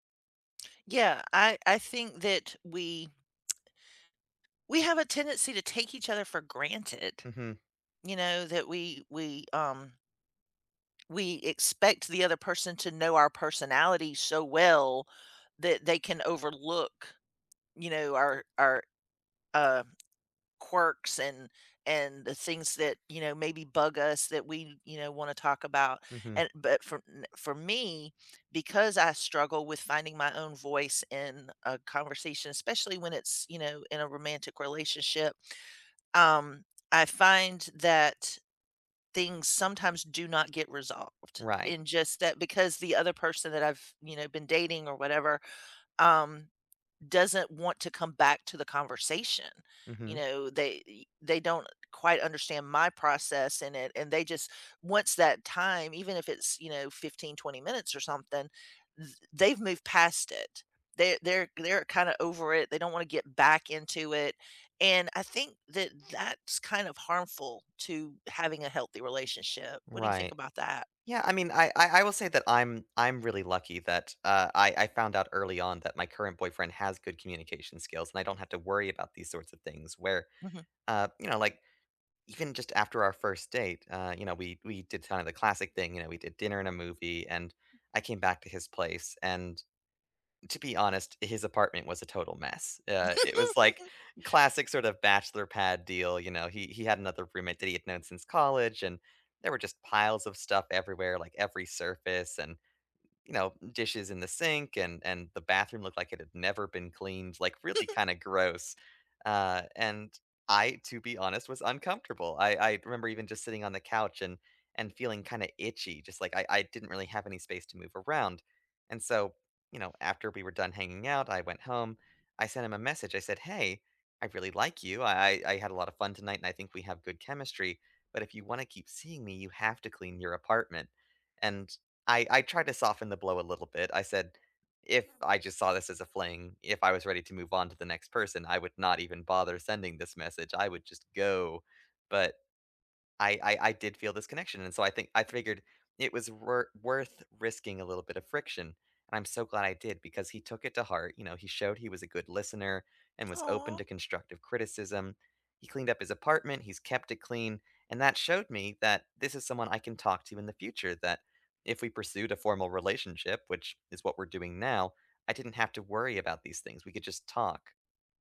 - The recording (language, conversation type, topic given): English, unstructured, What does a healthy relationship look like to you?
- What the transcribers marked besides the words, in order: tapping; other background noise; giggle; giggle; stressed: "go"